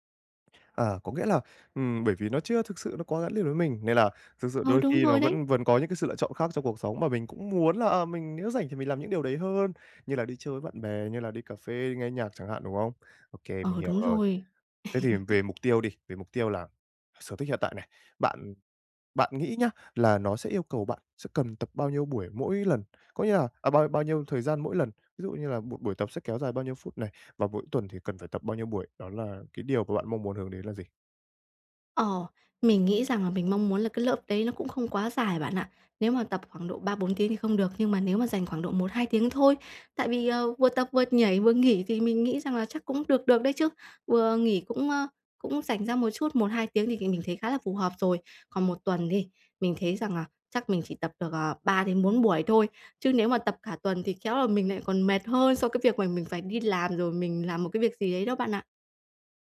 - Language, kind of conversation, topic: Vietnamese, advice, Làm sao để tìm thời gian cho sở thích cá nhân của mình?
- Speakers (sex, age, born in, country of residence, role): female, 50-54, Vietnam, Vietnam, user; male, 20-24, Vietnam, Japan, advisor
- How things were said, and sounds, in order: laugh; tapping